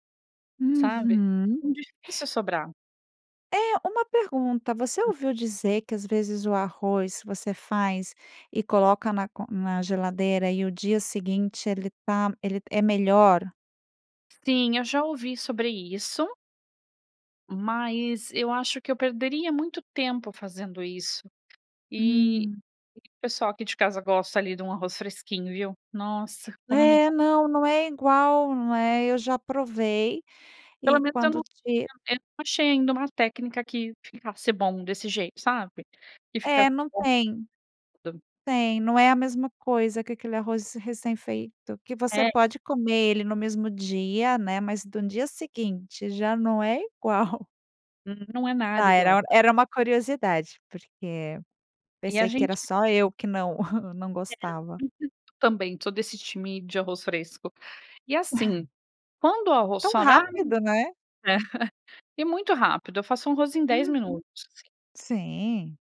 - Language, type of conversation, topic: Portuguese, podcast, Como reduzir o desperdício de comida no dia a dia?
- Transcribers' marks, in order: other background noise; tapping; chuckle; chuckle; chuckle; laugh